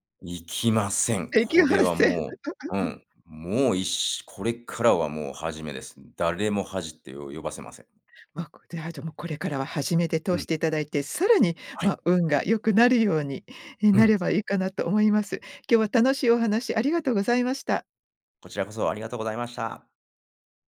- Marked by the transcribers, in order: laughing while speaking: "出来ません"; laugh; other background noise
- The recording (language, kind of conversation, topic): Japanese, podcast, 名前や苗字にまつわる話を教えてくれますか？